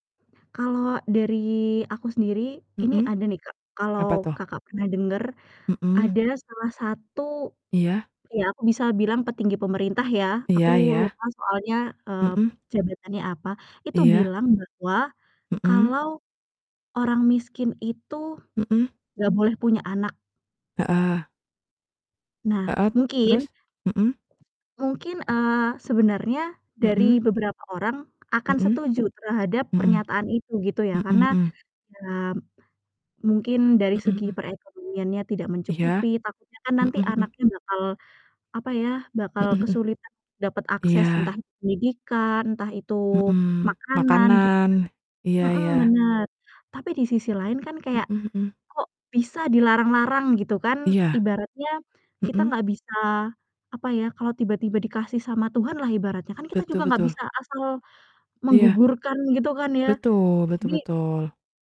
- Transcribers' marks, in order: distorted speech
- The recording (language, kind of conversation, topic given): Indonesian, unstructured, Mengapa banyak orang kehilangan kepercayaan terhadap pemerintah?